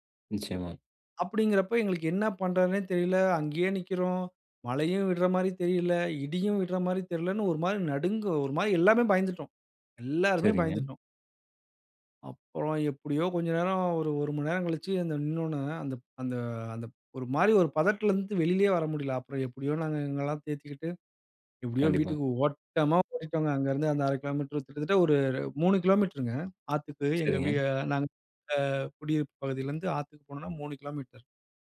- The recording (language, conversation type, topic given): Tamil, podcast, மழையுள்ள ஒரு நாள் உங்களுக்கு என்னென்ன பாடங்களைக் கற்றுத்தருகிறது?
- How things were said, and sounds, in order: "பதட்டத்திலேருந்து" said as "பதட்டிலேந்து"; "எங்களையெல்லாம்" said as "எங்கலாம்"